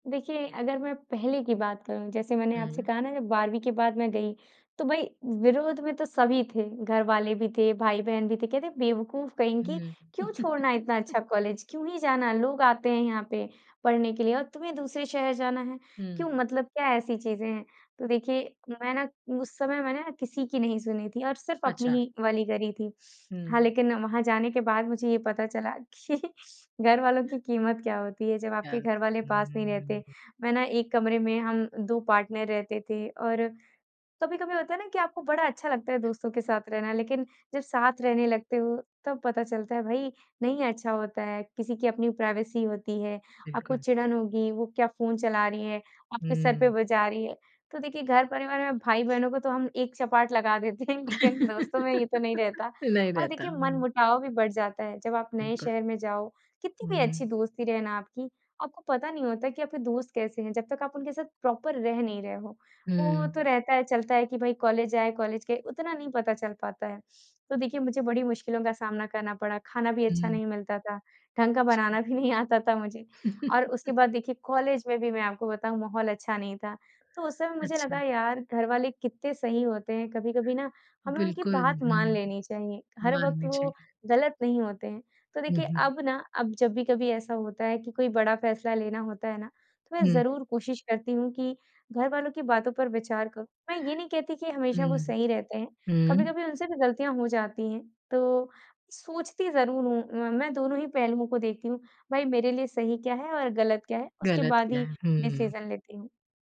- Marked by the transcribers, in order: chuckle; laughing while speaking: "कि"; in English: "पार्टनर"; in English: "प्राइवेसी"; other background noise; laughing while speaking: "देते हैं"; laugh; in English: "प्रॉपर"; laughing while speaking: "नहीं आता"; chuckle; in English: "डिसीज़न"
- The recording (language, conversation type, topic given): Hindi, podcast, बड़े फैसले लेते समय आप दिल की सुनते हैं या दिमाग की?